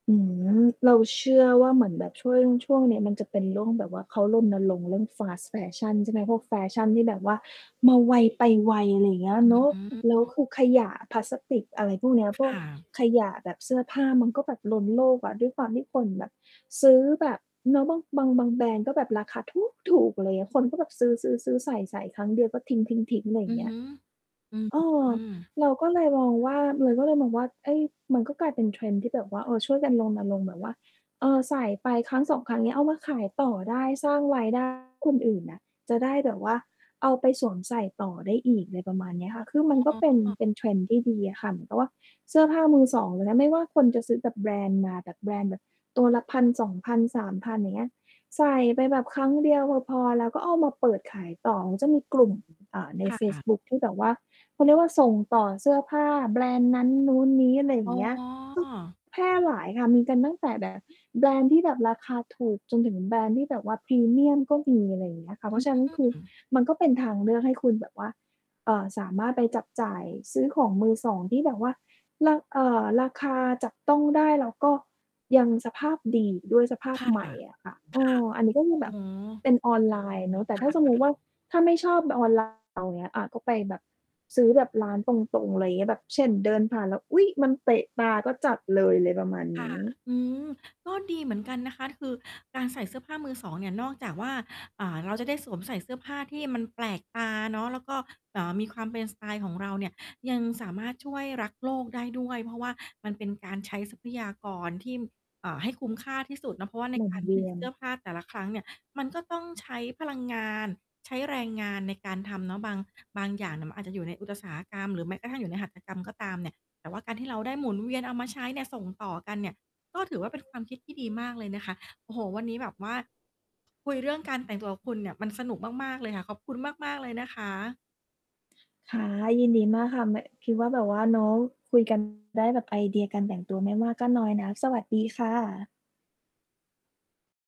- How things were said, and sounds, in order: in English: "fast fashion"; static; distorted speech; other background noise
- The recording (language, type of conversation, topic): Thai, podcast, เสื้อผ้ามือสองเข้ามามีบทบาทในสไตล์การแต่งตัวของคุณอย่างไร?